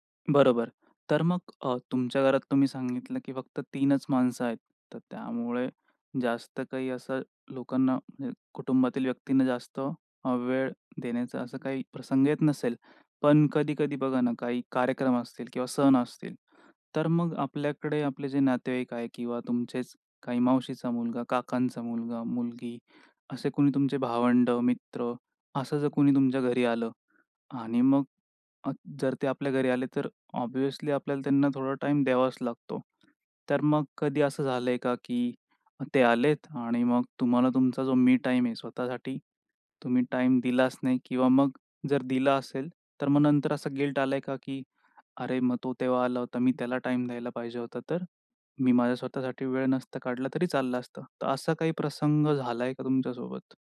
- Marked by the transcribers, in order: tapping; in English: "ऑब्व्हियसली"; other background noise; in English: "गिल्ट"
- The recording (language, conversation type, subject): Marathi, podcast, फक्त स्वतःसाठी वेळ कसा काढता आणि घरही कसे सांभाळता?